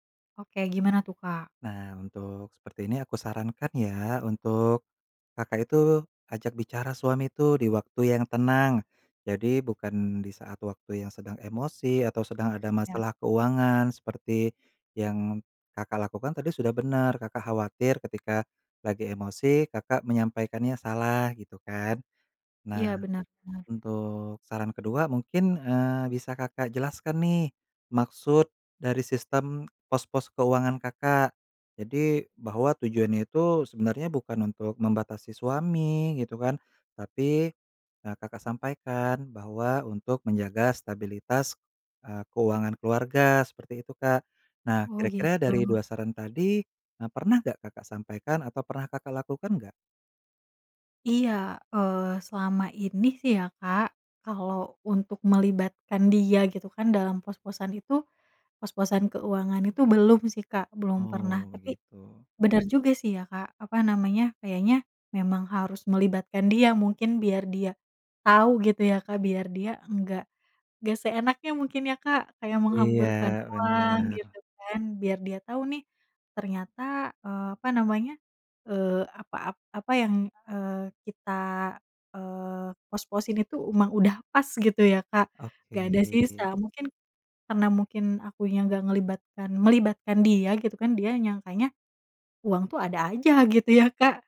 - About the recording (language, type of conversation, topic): Indonesian, advice, Mengapa saya sering bertengkar dengan pasangan tentang keuangan keluarga, dan bagaimana cara mengatasinya?
- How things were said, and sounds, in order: none